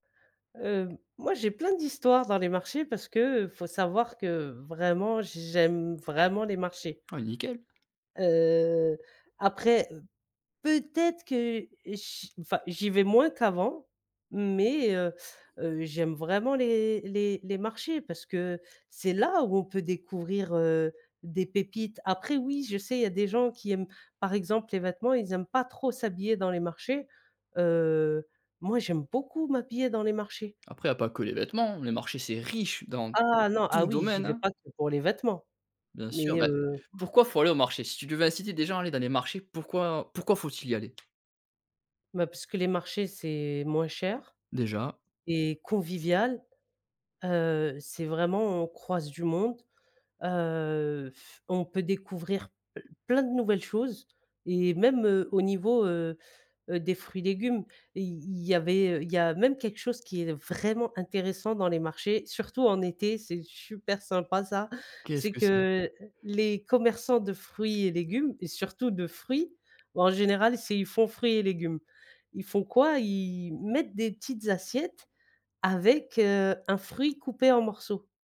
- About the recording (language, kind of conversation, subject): French, podcast, Quelle est ta meilleure anecdote de marché de quartier ?
- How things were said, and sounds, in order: tapping; drawn out: "Heu"; stressed: "peut-être"; other background noise; stressed: "riche"; stressed: "tout"; other noise; exhale; stressed: "vraiment"